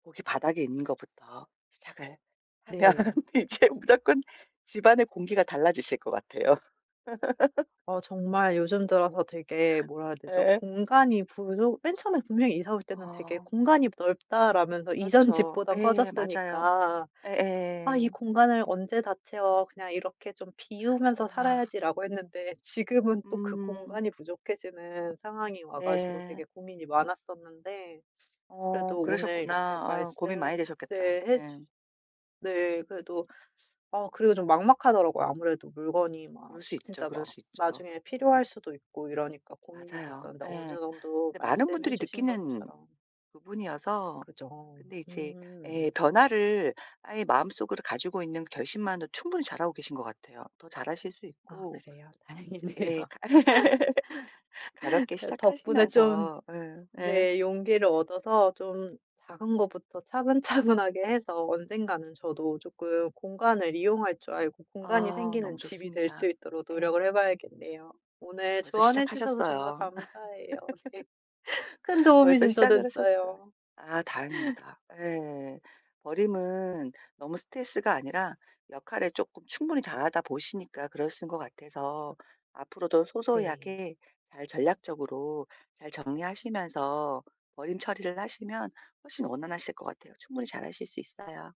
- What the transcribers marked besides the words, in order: laughing while speaking: "하면 이제 무조건"; laugh; other background noise; laughing while speaking: "이전"; tapping; laughing while speaking: "다행이네요"; laugh; laughing while speaking: "차분차분하게"; laugh; laughing while speaking: "네"
- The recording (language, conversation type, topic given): Korean, advice, 집안 소지품을 효과적으로 줄이는 방법은 무엇인가요?